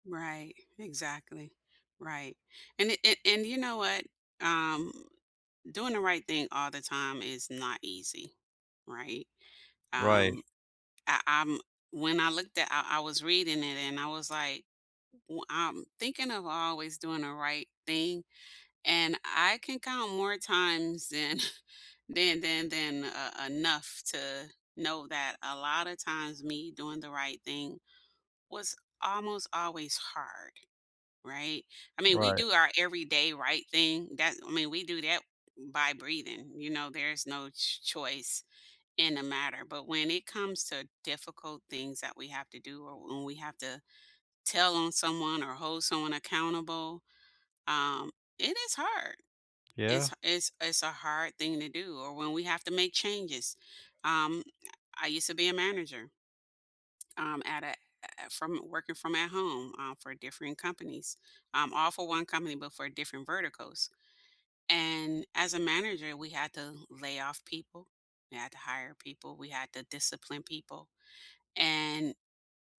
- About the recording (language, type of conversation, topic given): English, unstructured, Why can doing the right thing be difficult?
- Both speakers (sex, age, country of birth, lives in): female, 50-54, United States, United States; male, 25-29, United States, United States
- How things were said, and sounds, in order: chuckle; other background noise